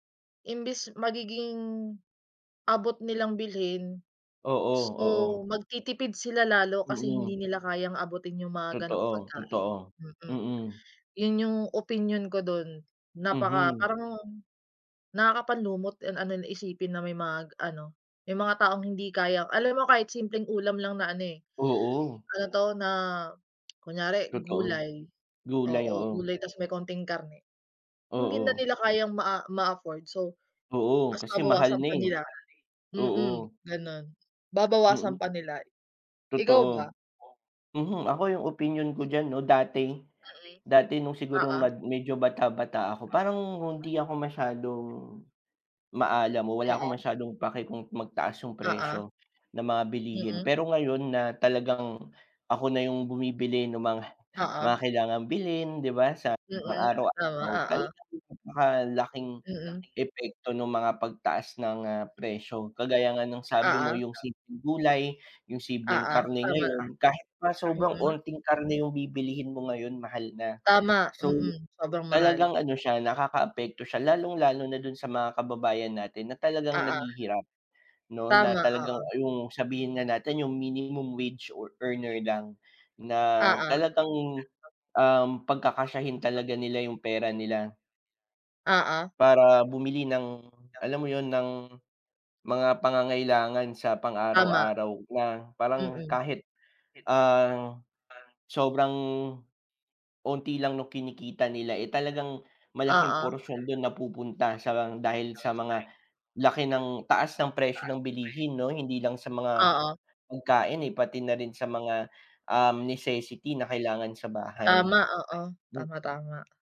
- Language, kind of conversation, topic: Filipino, unstructured, Ano ang opinyon mo tungkol sa pagtaas ng presyo ng mga bilihin?
- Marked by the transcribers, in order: other background noise; background speech; wind; laughing while speaking: "mga"; "simpleng" said as "sibleng"